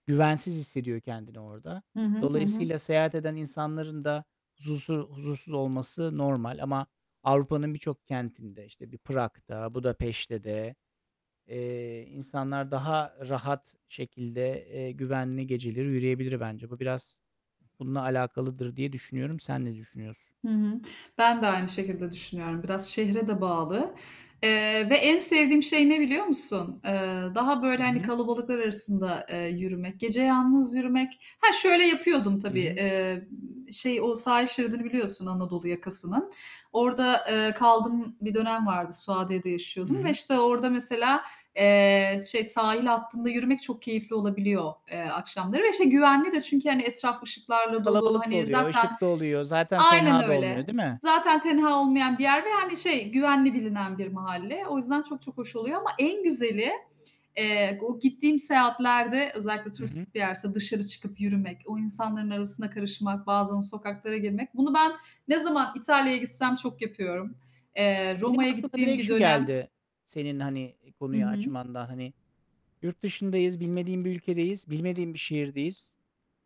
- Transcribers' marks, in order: distorted speech; other background noise; static
- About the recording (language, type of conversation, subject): Turkish, unstructured, Seyahat ederken geceleri yalnız yürümek seni korkutur mu?